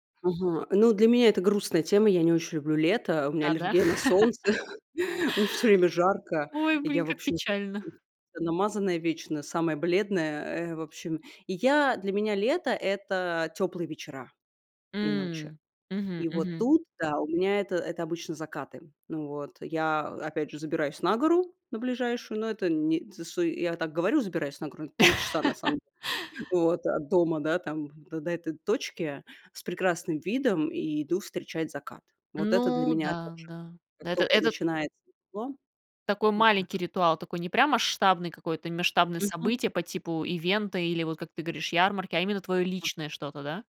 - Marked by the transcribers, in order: laugh; chuckle; laughing while speaking: "всё"; laugh
- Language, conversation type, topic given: Russian, podcast, Как вы отмечаете смену времён года на природе?